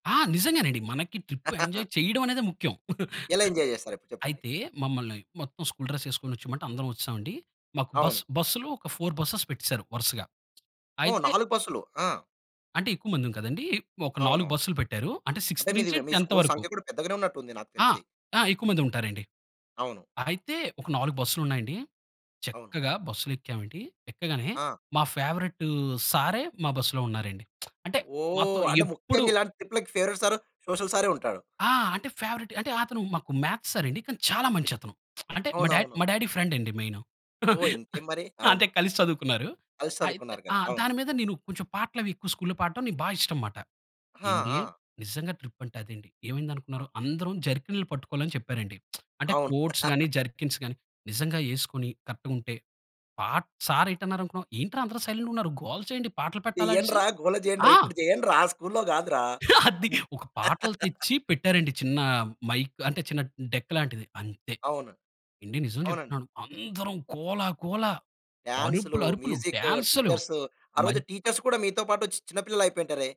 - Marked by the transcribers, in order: in English: "ట్రిప్ ఎంజాయ్"; laugh; in English: "ఎంజాయ్"; in English: "స్కూల్ డ్రెస్"; in English: "ఫోర్ బస్సెస్"; in English: "సిక్స్త్"; in English: "టెన్త్"; in English: "స్కూల్"; lip smack; in English: "ఫేవరెట్"; in English: "మ్యాథ్స్"; lip smack; in English: "డాడీ ఫ్రెండ్"; chuckle; in English: "స్కూల్‌లో"; in English: "ట్రిప్"; lip smack; in English: "కోట్స్"; in English: "జర్కిన్స్"; chuckle; in English: "సైలెంట్‌గా"; laughing while speaking: "చేయండ్రా. గోల చేయండ్రా. ఇప్పుడు చేయండ్రా. స్కూల్‌లో కాదురా అని"; laugh; in English: "మైక్"; in English: "డెక్"; surprised: "అందరం గోల గోల, అరుపులరుపులు, డాన్స్‌లు"; in English: "టీచర్స్"
- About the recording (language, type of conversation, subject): Telugu, podcast, నీ చిన్ననాటి పాఠశాల విహారయాత్రల గురించి నీకు ఏ జ్ఞాపకాలు గుర్తున్నాయి?